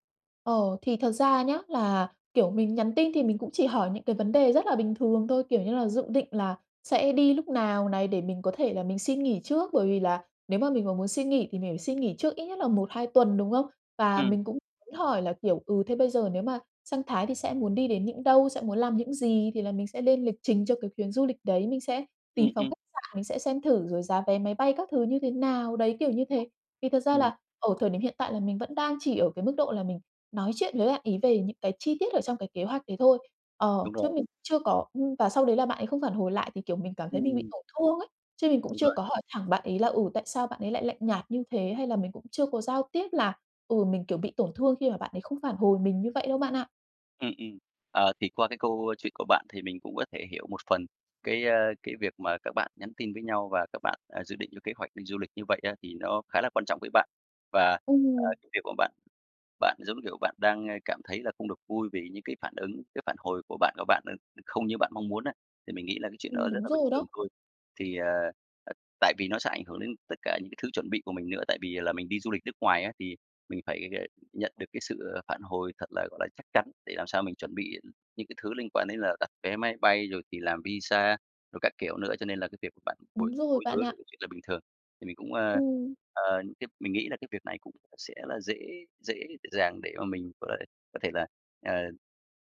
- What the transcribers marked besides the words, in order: tapping; other background noise
- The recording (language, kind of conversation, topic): Vietnamese, advice, Làm thế nào để giao tiếp với bạn bè hiệu quả hơn, tránh hiểu lầm và giữ gìn tình bạn?